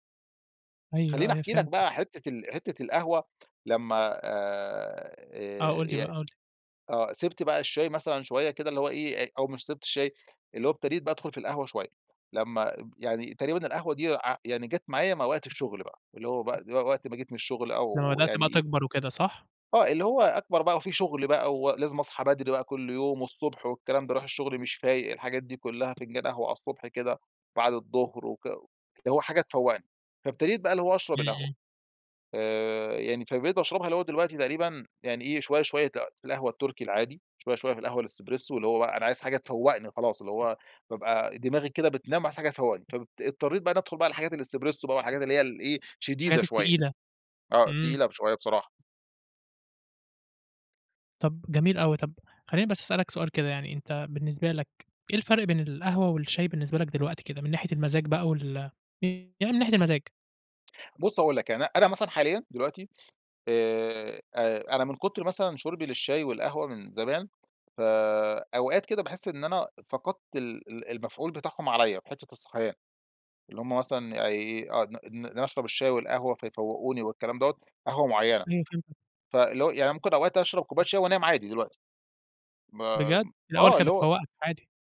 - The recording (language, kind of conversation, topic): Arabic, podcast, إيه عاداتك مع القهوة أو الشاي في البيت؟
- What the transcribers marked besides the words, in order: other background noise; in Italian: "الاسبريسو"; in Italian: "الاسبريسو"; unintelligible speech; tapping